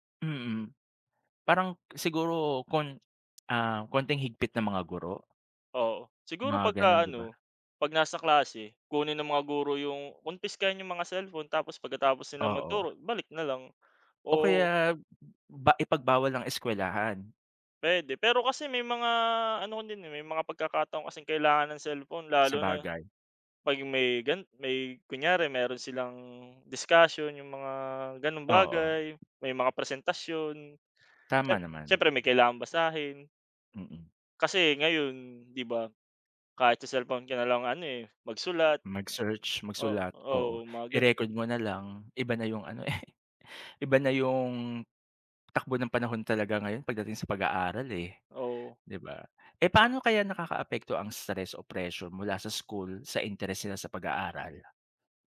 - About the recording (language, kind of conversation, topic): Filipino, unstructured, Bakit kaya maraming kabataan ang nawawalan ng interes sa pag-aaral?
- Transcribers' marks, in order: tapping; other background noise; laughing while speaking: "eh"